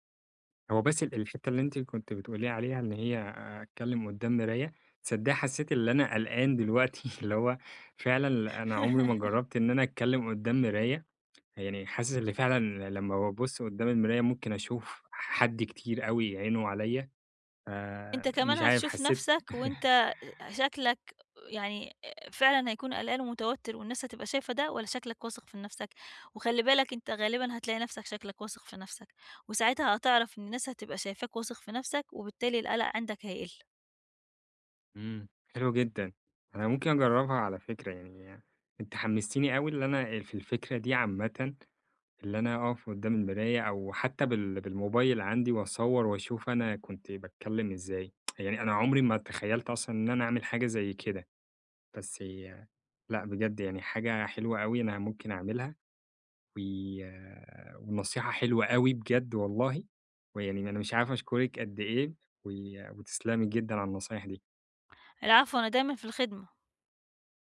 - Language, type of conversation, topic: Arabic, advice, إزاي أهدّي نفسي بسرعة لما تبدأ عندي أعراض القلق؟
- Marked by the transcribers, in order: laugh; chuckle; tapping; chuckle; tsk